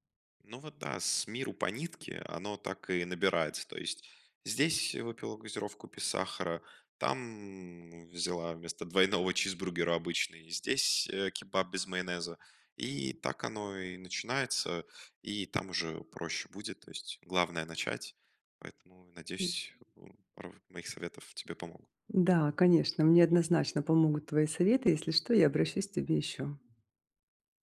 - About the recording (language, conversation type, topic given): Russian, advice, Как мне сократить употребление переработанных продуктов и выработать полезные пищевые привычки для здоровья?
- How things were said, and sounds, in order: none